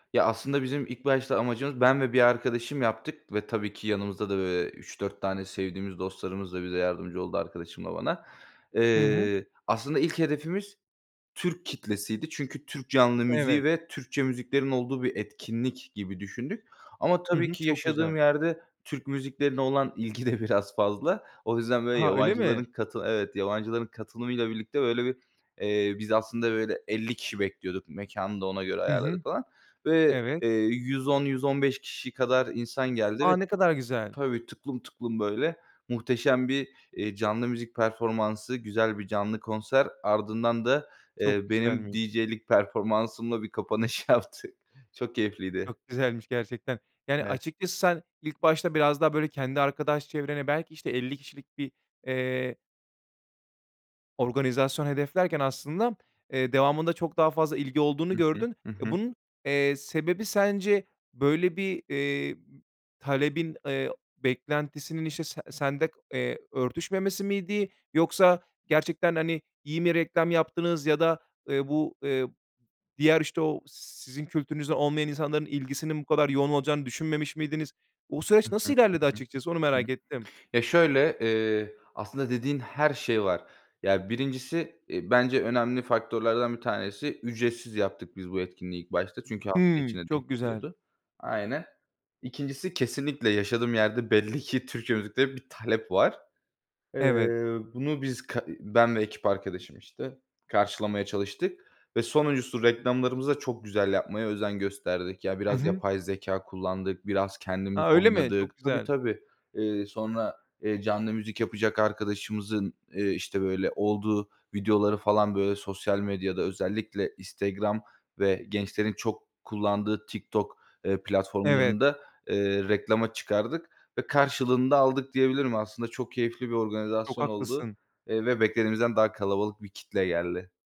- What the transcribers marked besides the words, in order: tapping; laughing while speaking: "kapanış yaptık"
- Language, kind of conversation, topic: Turkish, podcast, Canlı bir konserde seni gerçekten değiştiren bir an yaşadın mı?